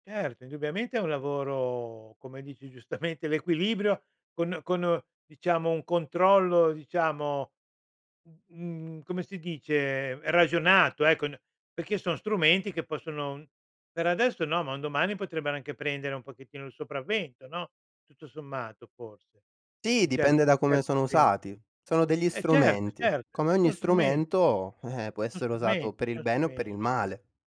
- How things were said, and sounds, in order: laughing while speaking: "giustamente"
- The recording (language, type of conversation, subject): Italian, podcast, Qual è il brano che ti mette sempre di buon umore?